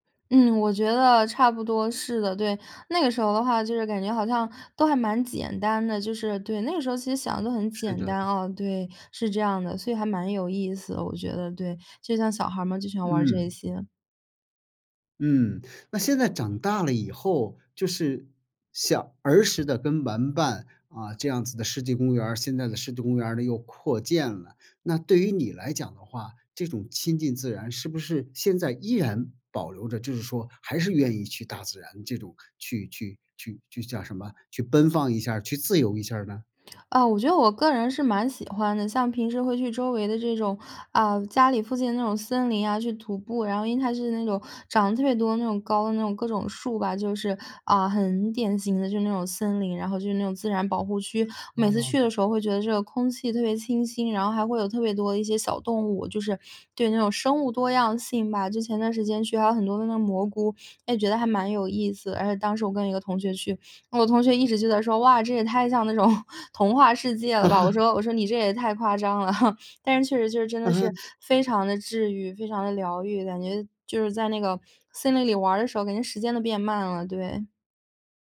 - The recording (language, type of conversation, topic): Chinese, podcast, 你最早一次亲近大自然的记忆是什么？
- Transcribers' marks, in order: tongue click; laughing while speaking: "那种"; laugh; laugh; laughing while speaking: "嗯哼"